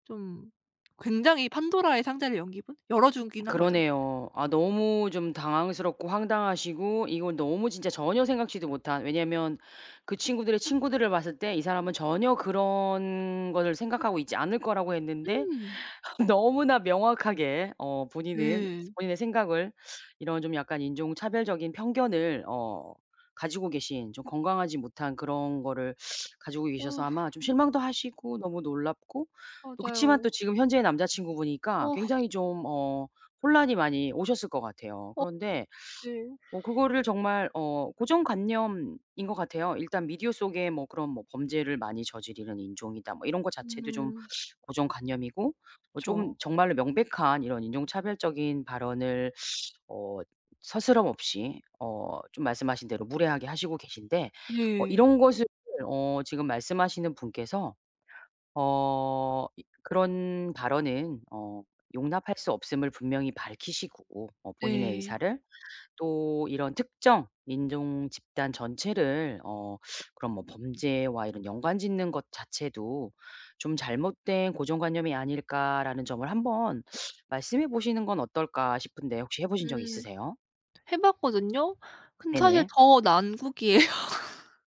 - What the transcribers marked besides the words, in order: tapping; laugh; other background noise; "스스럼없이" said as "서스럼없이"; laughing while speaking: "난국이에요"
- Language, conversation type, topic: Korean, advice, 과거 일에 집착해 현재를 즐기지 못하는 상태